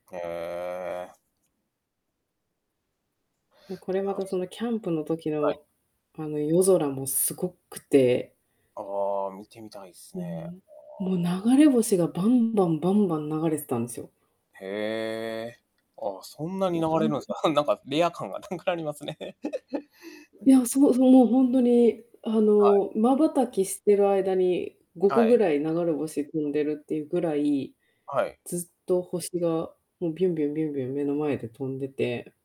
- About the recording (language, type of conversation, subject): Japanese, podcast, 子どもの頃に体験した自然の中で、特に印象に残っている出来事は何ですか？
- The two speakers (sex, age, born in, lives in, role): female, 30-34, Japan, United States, guest; male, 30-34, Japan, Japan, host
- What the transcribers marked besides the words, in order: distorted speech; static; laughing while speaking: "なんか、レア感がなくなりますね"; laugh